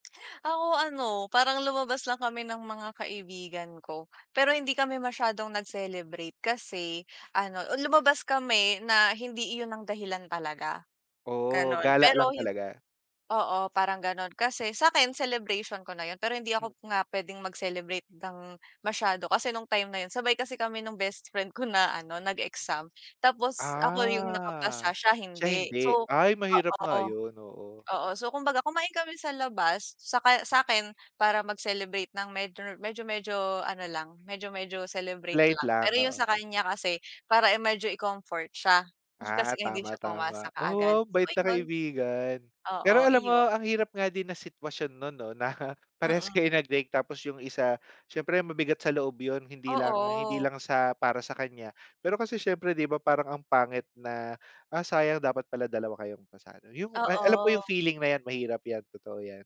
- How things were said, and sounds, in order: other background noise
- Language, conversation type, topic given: Filipino, unstructured, Ano ang naramdaman mo nang makapasa ka sa isang mahirap na pagsusulit?